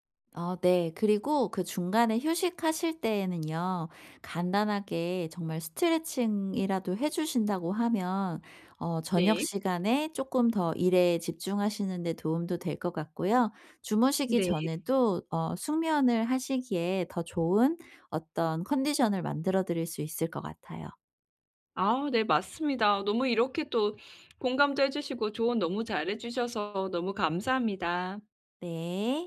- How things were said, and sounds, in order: other background noise
- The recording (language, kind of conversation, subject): Korean, advice, 저녁에 마음을 가라앉히는 일상을 어떻게 만들 수 있을까요?